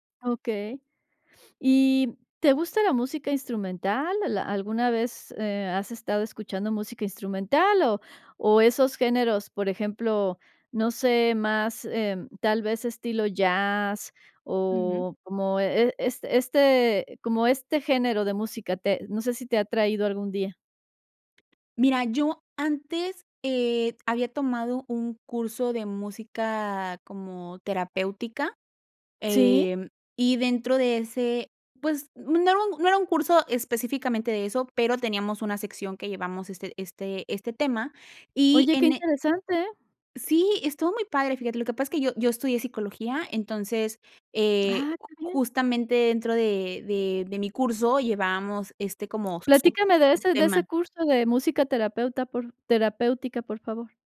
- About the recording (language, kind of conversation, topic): Spanish, podcast, ¿Qué papel juega la música en tu vida para ayudarte a desconectarte del día a día?
- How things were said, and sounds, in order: tapping